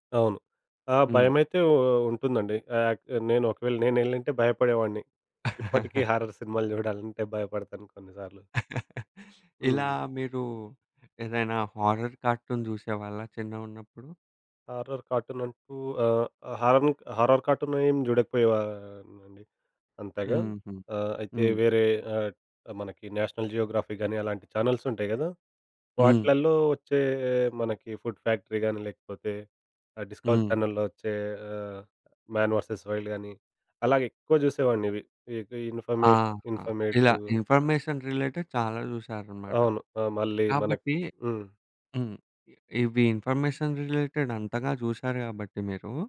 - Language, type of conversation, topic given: Telugu, podcast, చిన్నప్పుడు మీరు చూసిన కార్టూన్లు మీ ఆలోచనలను ఎలా మార్చాయి?
- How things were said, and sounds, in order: chuckle; in English: "హారర్"; chuckle; in English: "హారర్ కార్టూన్"; in English: "హారర్ కార్టూన్"; in English: "హారన్ హారర్ కార్టూన్"; in English: "నేషనల్ జియోగ్రఫీ"; in English: "ఛానెల్స్"; in English: "ఫుడ్ ఫ్యాక్టరీ"; in English: "డిస్కవర్ ఛానెల్‌లో"; in English: "మ్యాన్ వెర్సస్ వైల్డ్"; in English: "ఇన్ ఇన్ఫర్మేషన్ ఇన్ఫర్మేటివ్"; in English: "ఇన్ఫర్మేషన్ రిలేటెడ్"; in English: "ఇన్ఫర్మేషన్ రిలేటెడ్"